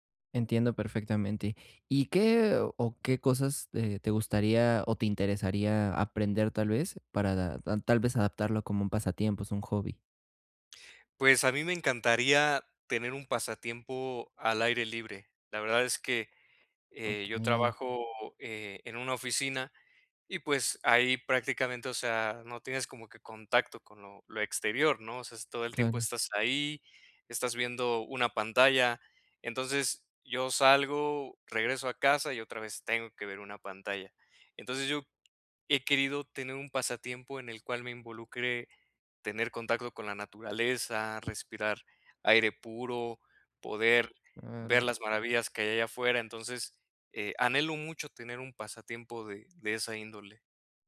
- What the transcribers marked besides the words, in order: none
- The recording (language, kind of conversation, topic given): Spanish, advice, ¿Cómo puedo encontrar tiempo cada semana para mis pasatiempos?